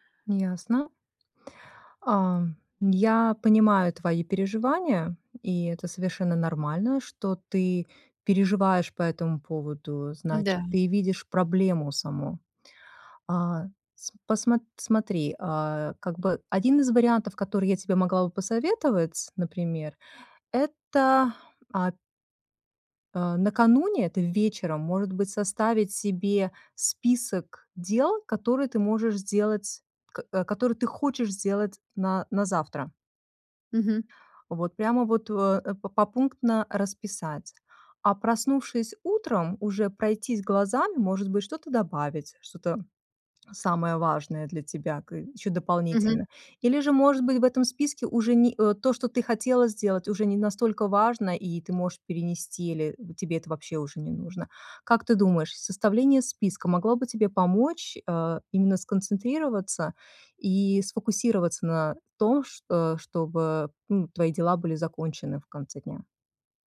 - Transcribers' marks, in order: none
- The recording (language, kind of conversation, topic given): Russian, advice, Как у вас проявляется привычка часто переключаться между задачами и терять фокус?